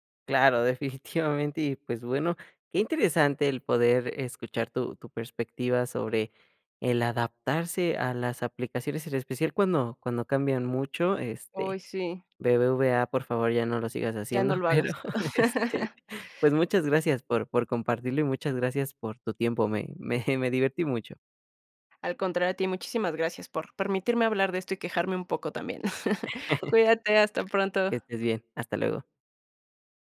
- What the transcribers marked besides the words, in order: laughing while speaking: "definitivamente"; laughing while speaking: "pero, este, pues"; laugh; other background noise; laughing while speaking: "me"; chuckle
- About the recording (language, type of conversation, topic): Spanish, podcast, ¿Cómo te adaptas cuando una app cambia mucho?